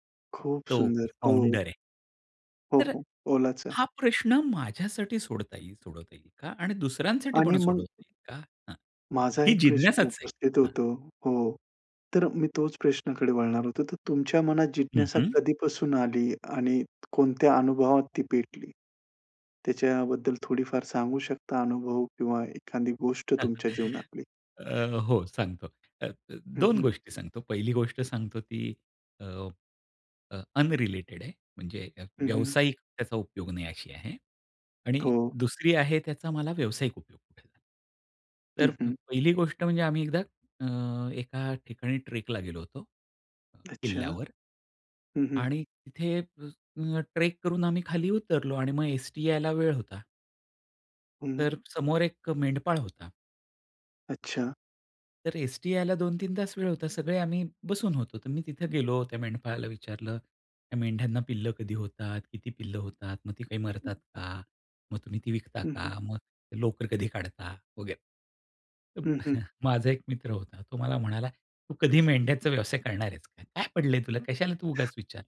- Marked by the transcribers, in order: other background noise; in English: "फाउंडर"; chuckle; in English: "अनरिलेटेड"; in English: "ट्रेक"; tapping; chuckle
- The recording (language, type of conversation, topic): Marathi, podcast, तुमची जिज्ञासा कायम जागृत कशी ठेवता?